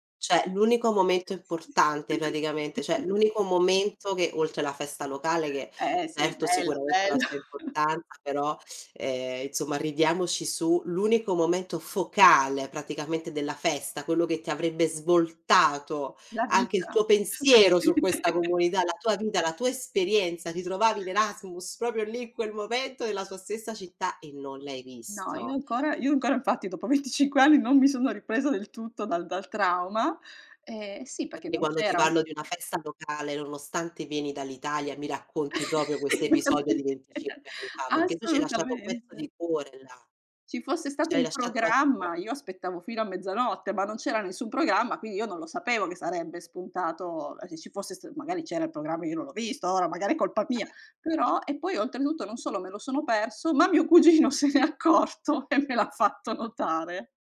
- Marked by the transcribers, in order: "Cioè" said as "ceh"; other background noise; unintelligible speech; "cioè" said as "ceh"; chuckle; teeth sucking; laughing while speaking: "sì"; laugh; "proprio" said as "propio"; tapping; laugh; unintelligible speech; unintelligible speech; laughing while speaking: "cugino se n'è accorto, e me l'ha fatto notare"
- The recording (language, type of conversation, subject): Italian, podcast, Raccontami di una festa o di un festival locale a cui hai partecipato: che cos’era e com’è stata l’esperienza?